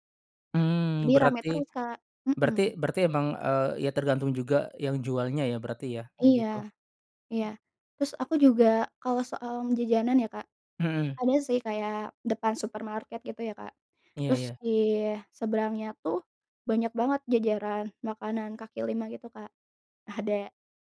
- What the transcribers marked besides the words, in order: none
- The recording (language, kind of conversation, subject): Indonesian, podcast, Apa makanan kaki lima favoritmu, dan kenapa kamu menyukainya?